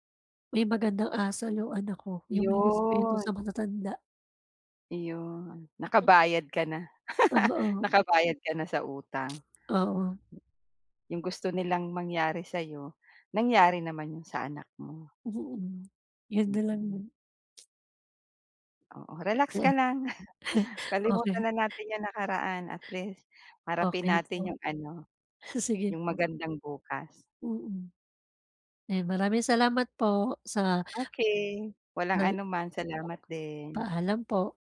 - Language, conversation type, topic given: Filipino, advice, Paano ko mapipigilan ang paulit-ulit na pag-iisip tungkol sa nakaraang pagkakamali at ang pagdaramdam ng hiya?
- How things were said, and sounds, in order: chuckle; tapping; chuckle; other noise